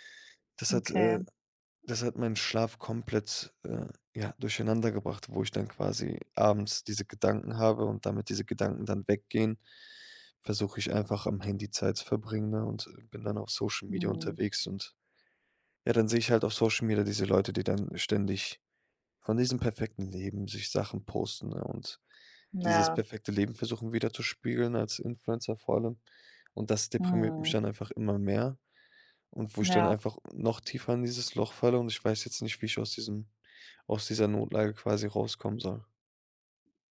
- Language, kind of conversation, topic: German, advice, Wie erlebst du nächtliches Grübeln, Schlaflosigkeit und Einsamkeit?
- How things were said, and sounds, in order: other background noise